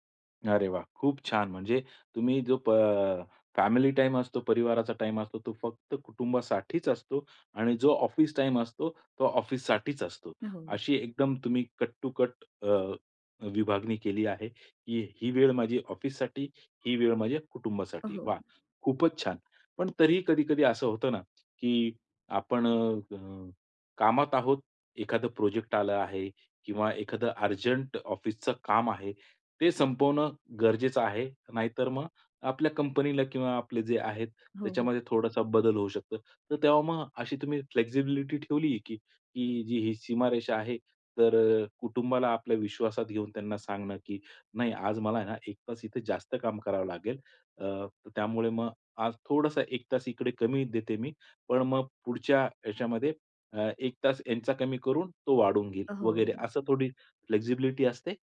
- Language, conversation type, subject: Marathi, podcast, कुटुंबासोबत काम करताना कामासाठीच्या सीमारेषा कशा ठरवता?
- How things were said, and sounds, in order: in English: "कट-टू-कट"; tapping; in English: "फ्लेक्सिबिलिटी"; in English: "फ्लेक्सिबिलिटी"